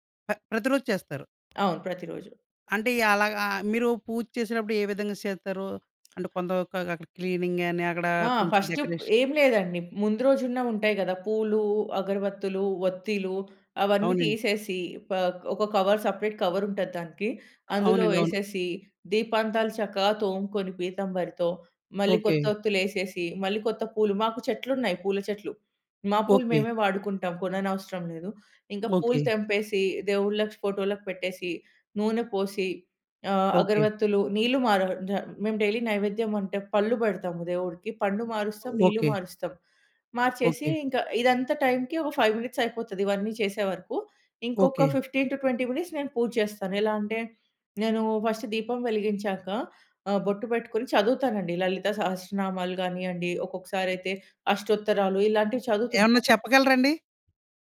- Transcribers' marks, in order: other background noise; in English: "క్లీనింగ్"; in English: "ఫస్ట్"; in English: "డెకరేషన్"; in English: "కవర్ సెపరేట్ కవర్"; in English: "డైలీ"; in English: "ఫైవ్ మినిట్స్"; in English: "ఫిఫ్టీన్ టు ట్వెంటీ మినిట్స్"; in English: "ఫస్ట్"; other noise
- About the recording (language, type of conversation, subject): Telugu, podcast, ఉదయం మీరు పూజ లేదా ధ్యానం ఎలా చేస్తారు?